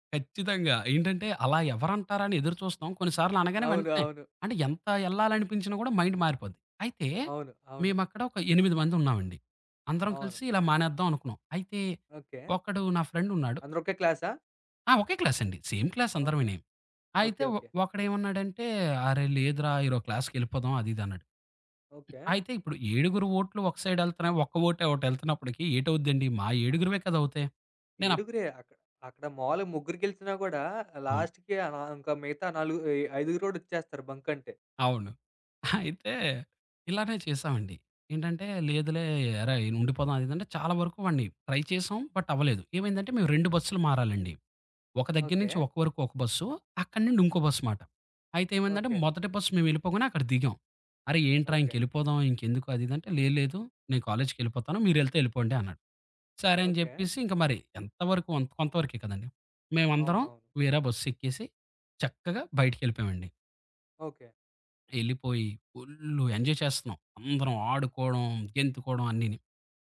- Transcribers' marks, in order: in English: "మైండ్"; in English: "సేమ్ క్లాస్"; in English: "క్లాస్‌కెళ్ళిపోదాం"; tapping; in English: "లాస్ట్‌కి"; giggle; in English: "ట్రై"; in English: "బట్"; in English: "ఎంజాయ్"
- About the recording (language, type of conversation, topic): Telugu, podcast, ఒక రిస్క్ తీసుకుని అనూహ్యంగా మంచి ఫలితం వచ్చిన అనుభవం ఏది?